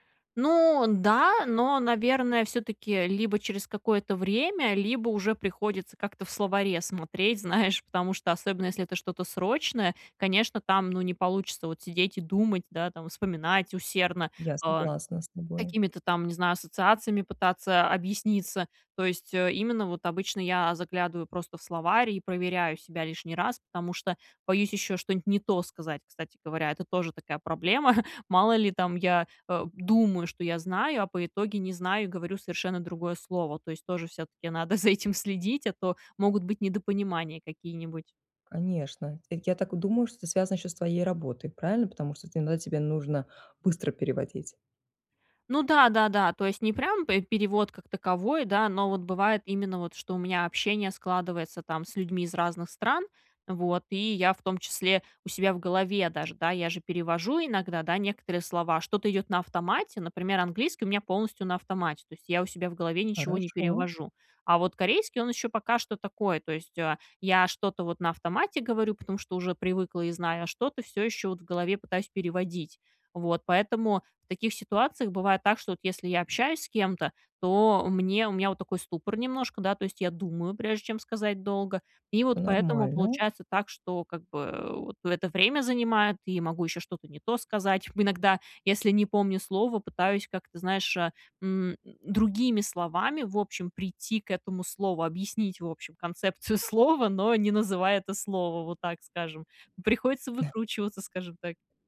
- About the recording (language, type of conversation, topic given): Russian, advice, Как справиться с языковым барьером во время поездок и общения?
- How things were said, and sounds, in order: chuckle; stressed: "думаю"; chuckle; laughing while speaking: "концепцию"; chuckle; tapping